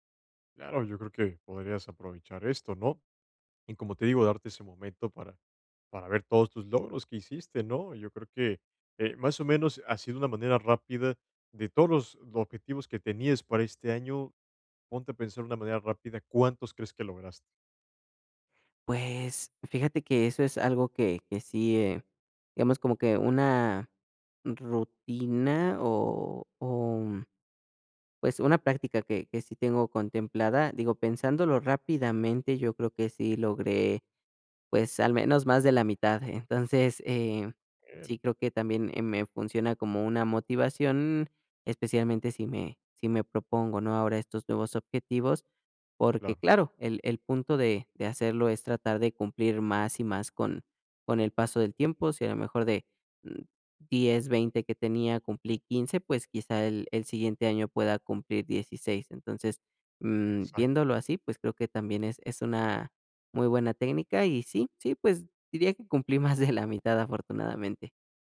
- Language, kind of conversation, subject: Spanish, advice, ¿Cómo puedo practicar la gratitud a diario y mantenerme presente?
- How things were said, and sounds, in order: laughing while speaking: "más de la"